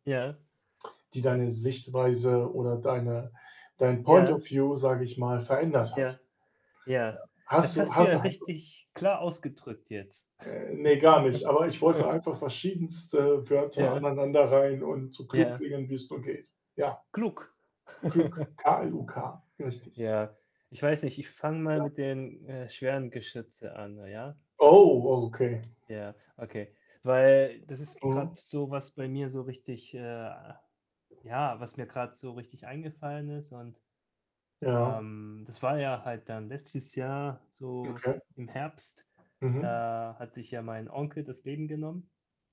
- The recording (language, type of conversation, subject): German, unstructured, Wie hat ein Verlust in deinem Leben deine Sichtweise verändert?
- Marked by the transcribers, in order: other background noise; in English: "Point of View"; background speech; unintelligible speech; tapping; chuckle; chuckle; distorted speech; static